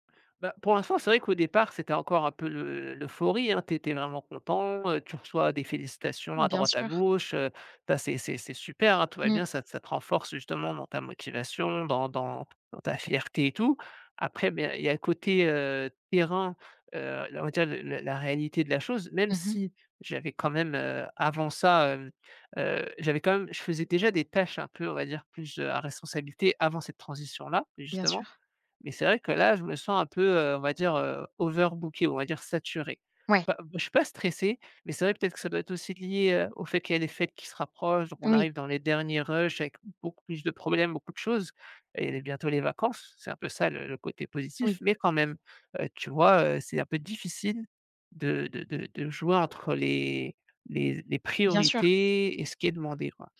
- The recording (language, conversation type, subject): French, advice, Comment décririez-vous un changement majeur de rôle ou de responsabilités au travail ?
- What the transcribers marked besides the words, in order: none